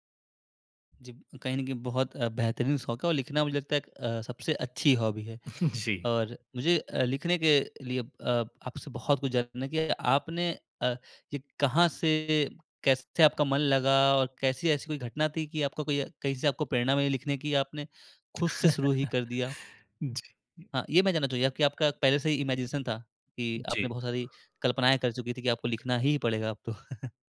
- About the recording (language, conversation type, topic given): Hindi, podcast, किस शौक में आप इतना खो जाते हैं कि समय का पता ही नहीं चलता?
- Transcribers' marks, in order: chuckle; in English: "हॉबी"; chuckle; in English: "इमैजिनेशन"; wind; other background noise; chuckle